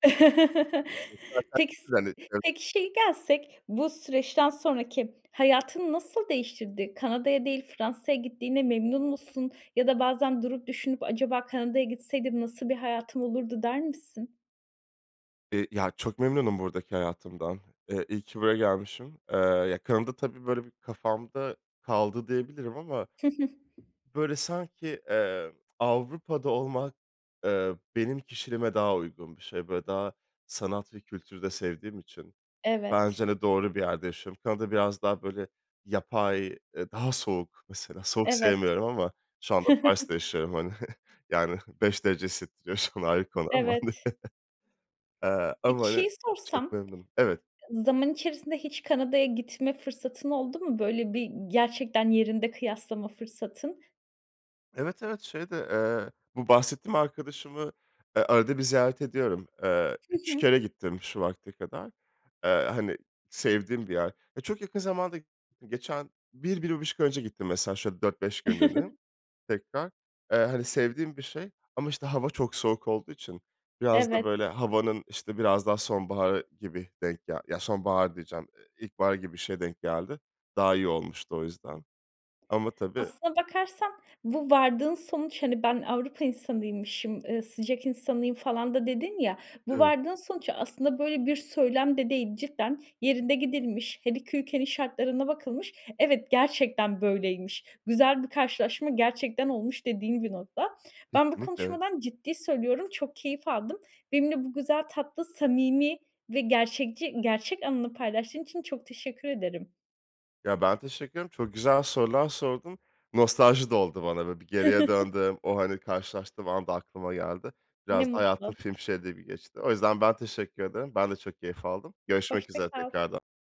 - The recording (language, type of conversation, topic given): Turkish, podcast, Beklenmedik bir karşılaşmanın hayatını değiştirdiği zamanı anlatır mısın?
- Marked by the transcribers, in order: laugh; unintelligible speech; unintelligible speech; tapping; other background noise; laughing while speaking: "Mesela"; chuckle; giggle; laughing while speaking: "şu an"; laughing while speaking: "hani"; chuckle; chuckle